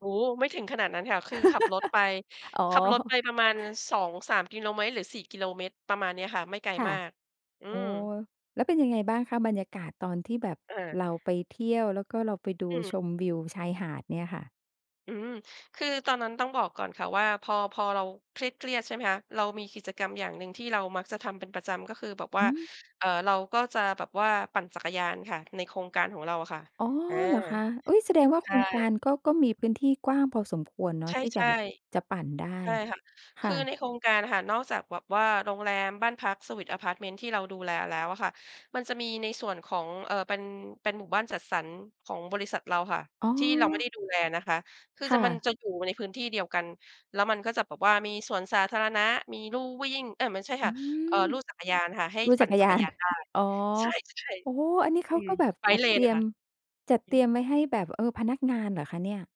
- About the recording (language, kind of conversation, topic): Thai, podcast, ธรรมชาติช่วยให้คุณผ่อนคลายได้อย่างไร?
- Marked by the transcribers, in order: laugh; chuckle; laughing while speaking: "ยาน"; in English: "bike lane"